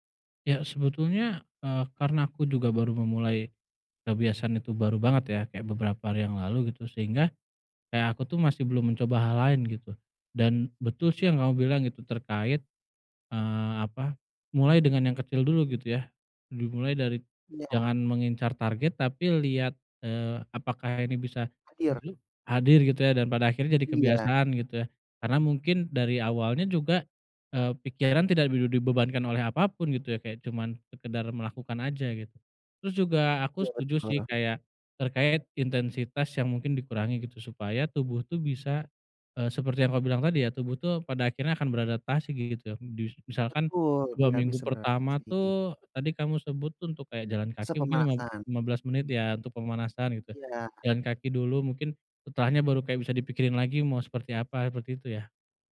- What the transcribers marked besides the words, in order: other background noise
- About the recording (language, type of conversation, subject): Indonesian, advice, Bagaimana cara memulai kebiasaan baru dengan langkah kecil?